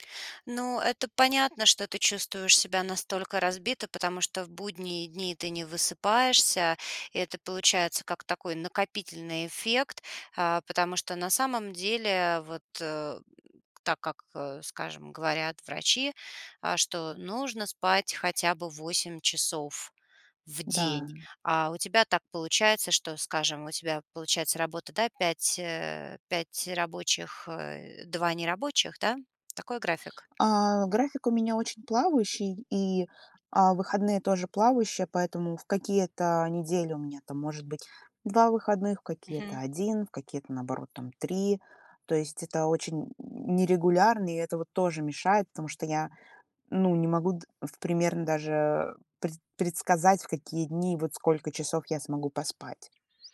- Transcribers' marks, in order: none
- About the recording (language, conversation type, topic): Russian, advice, Почему у меня нерегулярный сон: я ложусь в разное время и мало сплю?